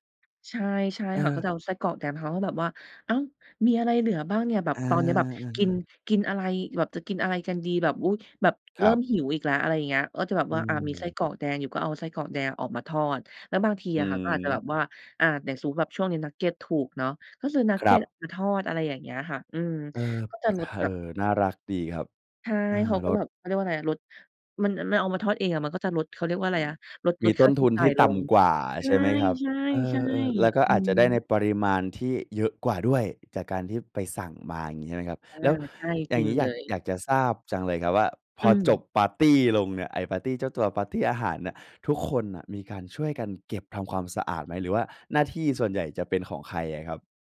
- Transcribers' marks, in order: none
- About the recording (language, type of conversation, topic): Thai, podcast, เคยจัดปาร์ตี้อาหารแบบแชร์จานแล้วเกิดอะไรขึ้นบ้าง?